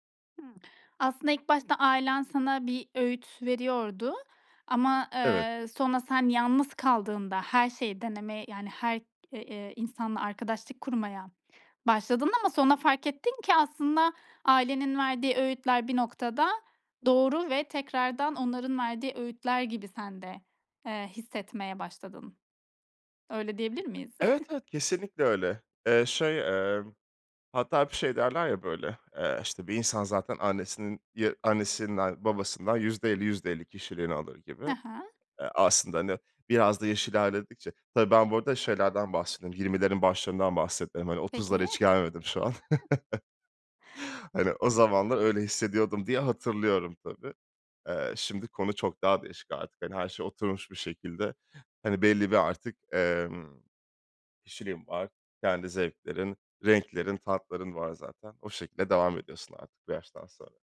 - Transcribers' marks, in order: other background noise; chuckle
- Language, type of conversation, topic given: Turkish, podcast, Kendini tanımaya nereden başladın?
- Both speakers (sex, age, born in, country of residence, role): female, 30-34, Turkey, Estonia, host; male, 30-34, Turkey, France, guest